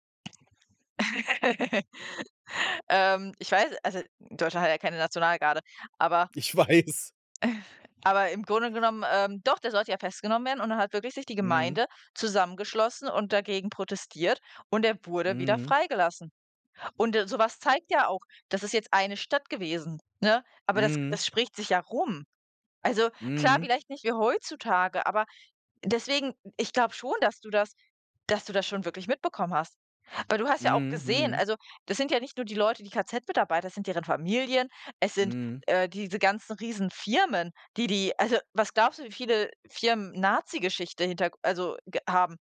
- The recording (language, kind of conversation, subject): German, unstructured, Wie groß ist der Einfluss von Macht auf die Geschichtsschreibung?
- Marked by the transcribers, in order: other background noise; laugh; laughing while speaking: "weiß"; chuckle